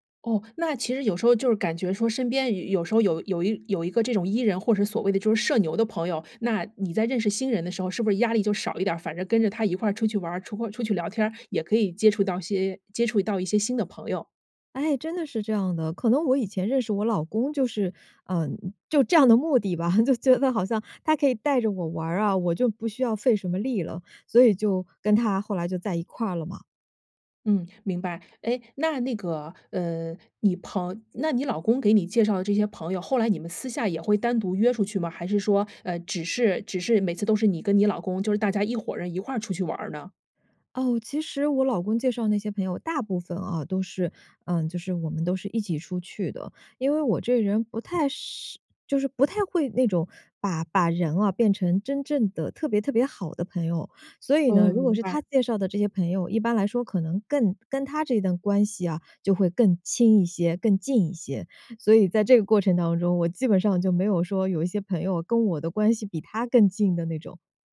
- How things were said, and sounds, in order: laughing while speaking: "就这样的目的吧，就觉得好像"
- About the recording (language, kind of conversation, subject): Chinese, podcast, 换到新城市后，你如何重新结交朋友？